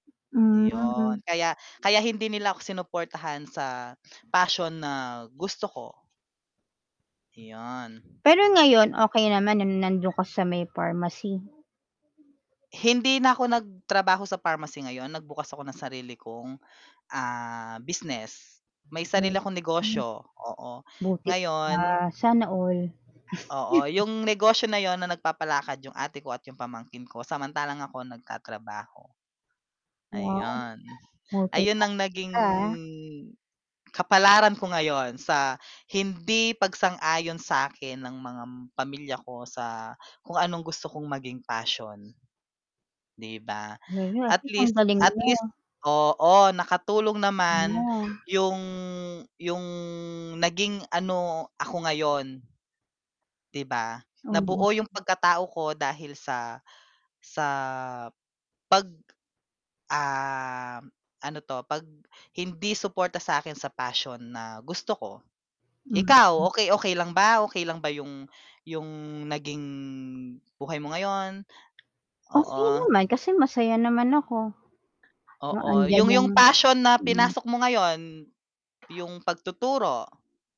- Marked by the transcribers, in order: other background noise; mechanical hum; background speech; distorted speech; dog barking; chuckle; static; unintelligible speech; unintelligible speech; tapping
- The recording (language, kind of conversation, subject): Filipino, unstructured, Ano ang naramdaman mo nang mawala ang suporta ng pamilya mo sa hilig mo?